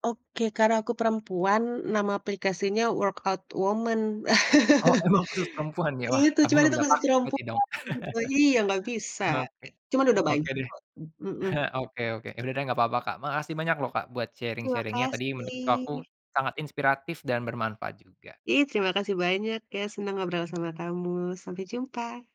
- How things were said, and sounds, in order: laugh; laughing while speaking: "emang khusus perempuan ya?"; laugh; other background noise; chuckle; in English: "sharing-sharing-nya"
- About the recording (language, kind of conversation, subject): Indonesian, podcast, Apa momen paling berkesan dari hobimu?